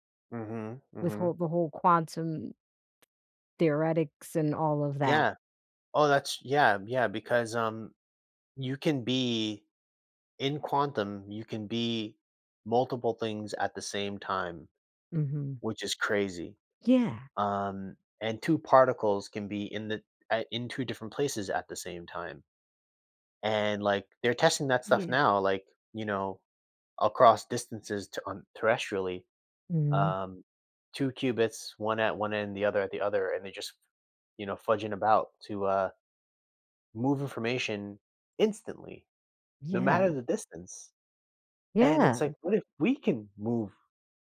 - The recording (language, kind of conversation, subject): English, unstructured, How will technology change the way we travel in the future?
- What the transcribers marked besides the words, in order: none